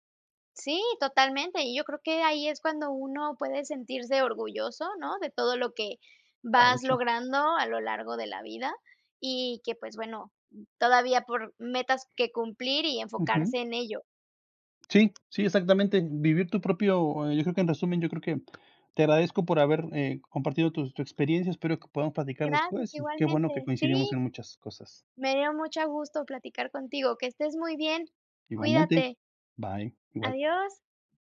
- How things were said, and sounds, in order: tapping
- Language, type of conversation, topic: Spanish, unstructured, ¿Cómo afecta la presión social a nuestra salud mental?